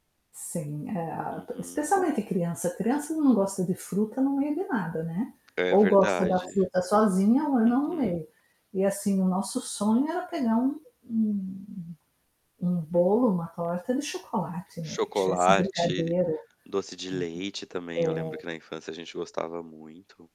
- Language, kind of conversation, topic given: Portuguese, unstructured, Há alguma comida que te faça lembrar da sua casa de infância?
- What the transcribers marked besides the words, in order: static; other background noise; distorted speech